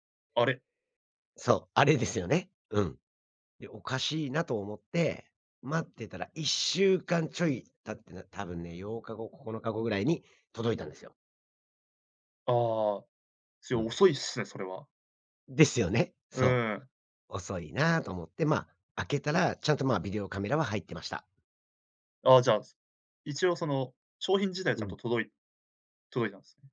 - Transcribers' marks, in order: none
- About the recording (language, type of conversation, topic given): Japanese, podcast, オンラインでの買い物で失敗したことはありますか？